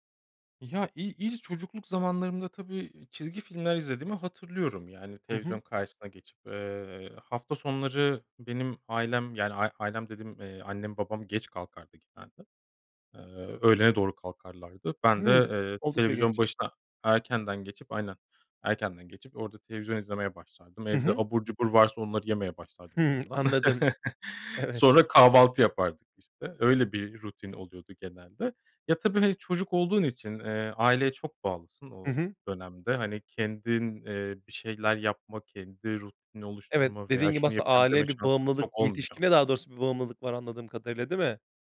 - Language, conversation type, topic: Turkish, podcast, Sabah rutinin nasıl başlıyor?
- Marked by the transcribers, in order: other background noise; laughing while speaking: "Evet"; chuckle